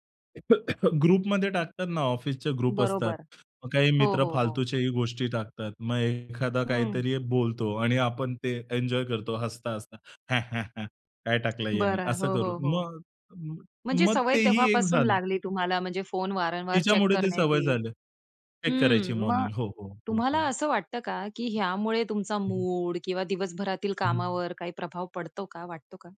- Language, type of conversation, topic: Marathi, podcast, सकाळी फोन वापरण्याची तुमची पद्धत काय आहे?
- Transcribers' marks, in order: cough; in English: "ग्रुपमध्ये"; in English: "ग्रुप"; other background noise; put-on voice: "ह्या, ह्या, ह्या"; tapping; in English: "मॉर्निंग"